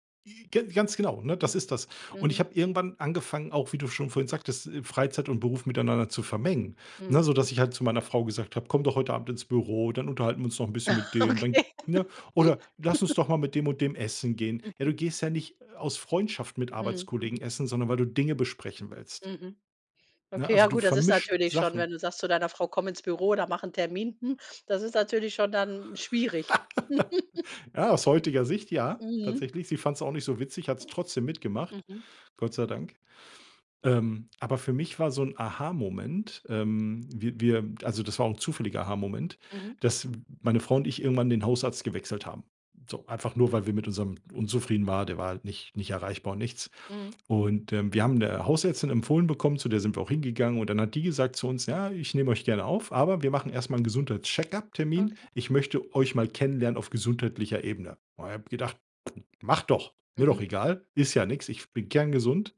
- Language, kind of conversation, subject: German, podcast, Wie setzt du klare Grenzen zwischen Arbeit und Freizeit?
- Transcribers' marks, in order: chuckle; laughing while speaking: "Okay"; laugh; laugh; chuckle; other background noise; other noise